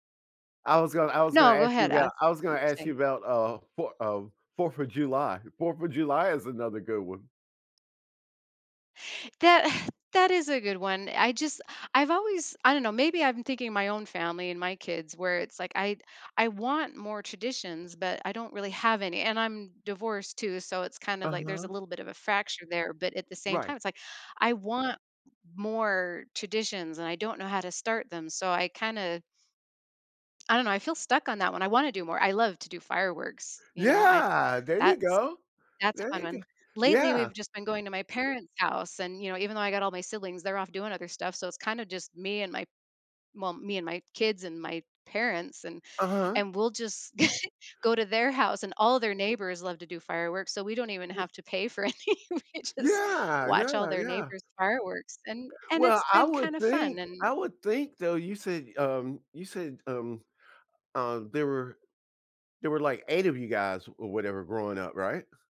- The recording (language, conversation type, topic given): English, unstructured, What family traditions or celebrations have had the biggest impact on you?
- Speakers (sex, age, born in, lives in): female, 45-49, United States, United States; male, 65-69, United States, United States
- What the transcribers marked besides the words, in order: exhale; other background noise; stressed: "Yeah"; chuckle; laughing while speaking: "any, we just"